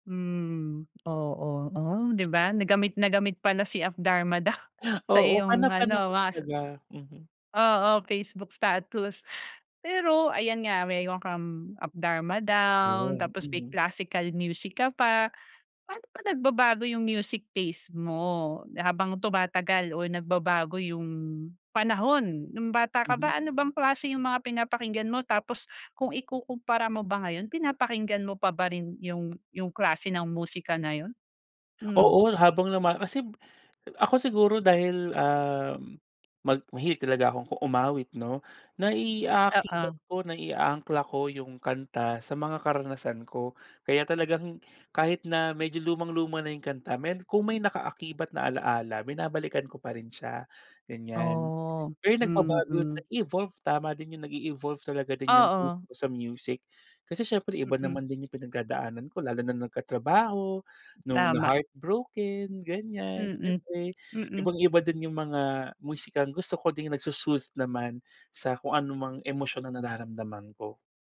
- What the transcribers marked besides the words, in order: chuckle; laughing while speaking: "Down"; other background noise; tapping
- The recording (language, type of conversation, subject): Filipino, podcast, Paano nakakatulong ang musika sa araw-araw mong buhay?